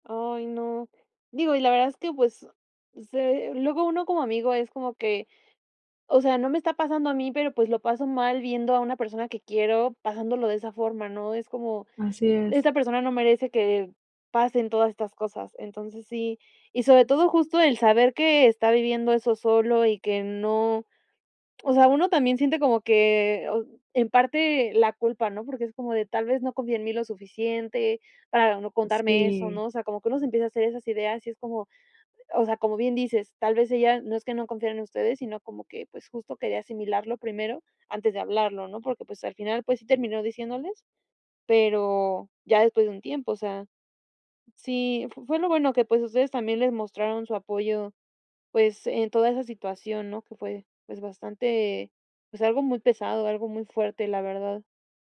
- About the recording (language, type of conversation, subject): Spanish, podcast, ¿Cómo ayudas a un amigo que está pasándolo mal?
- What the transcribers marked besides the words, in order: none